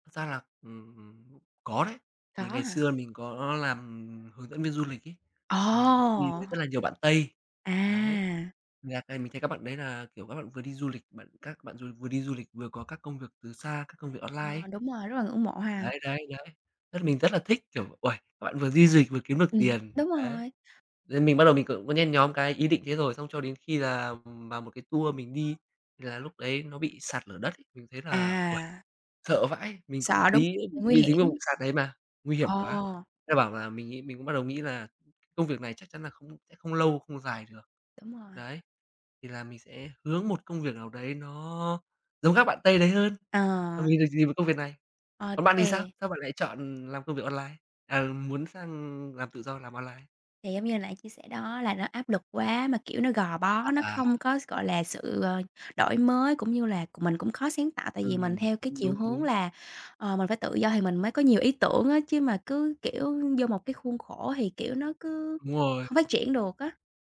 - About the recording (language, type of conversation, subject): Vietnamese, unstructured, Bạn muốn thử thách bản thân như thế nào trong tương lai?
- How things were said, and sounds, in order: tapping; unintelligible speech; other background noise; "nãy" said as "lãy"